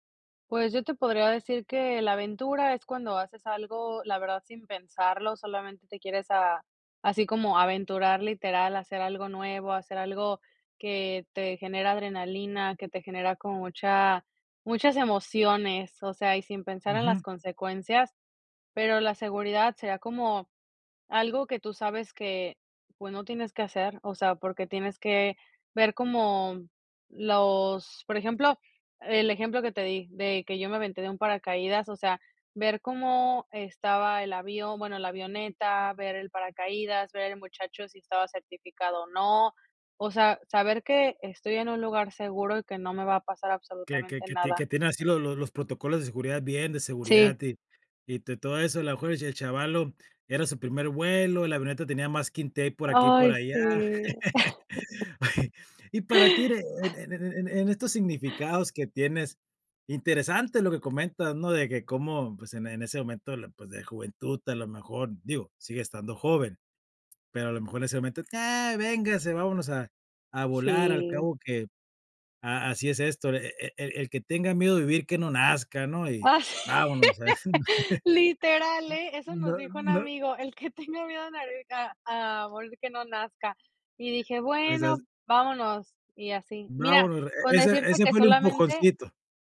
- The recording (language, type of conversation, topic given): Spanish, podcast, ¿Cómo eliges entre seguridad y aventura?
- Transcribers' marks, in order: chuckle; laugh; laugh; chuckle; laughing while speaking: "el que tenga miedo"; "morir" said as "narir"; other background noise